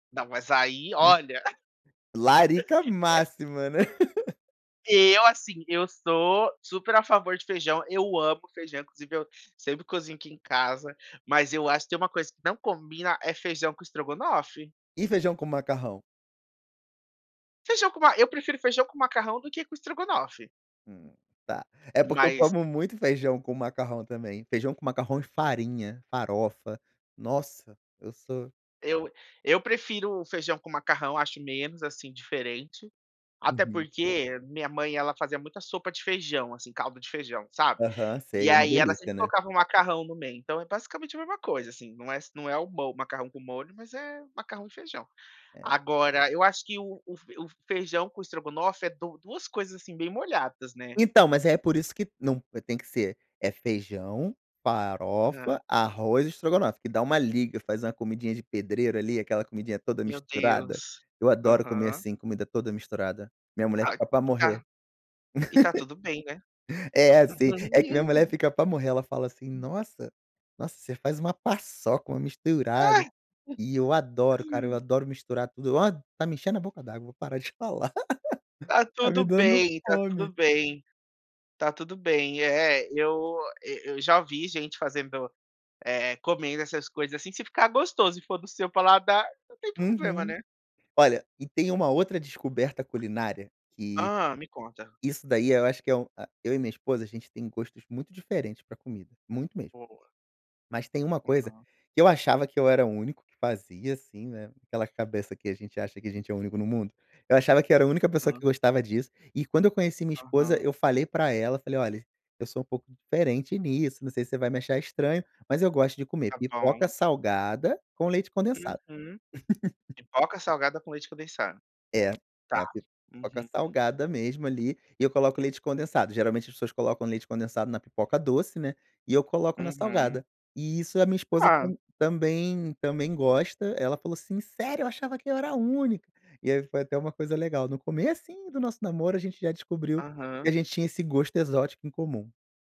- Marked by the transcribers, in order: laugh; laugh; other background noise; laugh; laugh; tapping; laugh
- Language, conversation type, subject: Portuguese, podcast, Qual erro culinário virou uma descoberta saborosa para você?